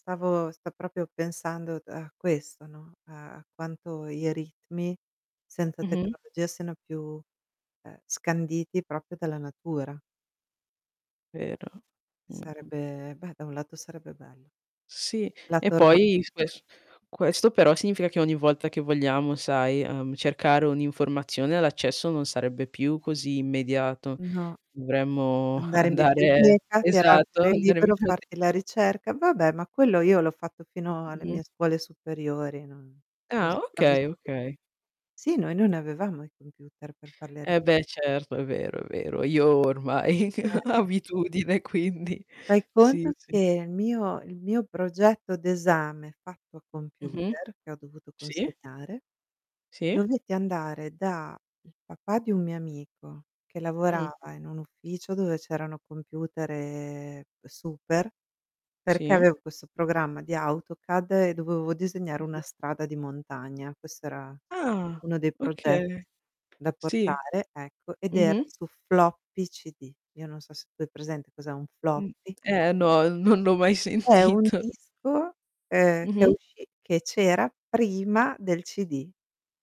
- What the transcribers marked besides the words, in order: static; "proprio" said as "propio"; tapping; "proprio" said as "propio"; other background noise; distorted speech; laughing while speaking: "andare"; unintelligible speech; chuckle; laughing while speaking: "abitudine quindi"; laughing while speaking: "sentito"
- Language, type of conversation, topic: Italian, unstructured, Preferiresti vivere in un mondo senza tecnologia o in un mondo senza natura?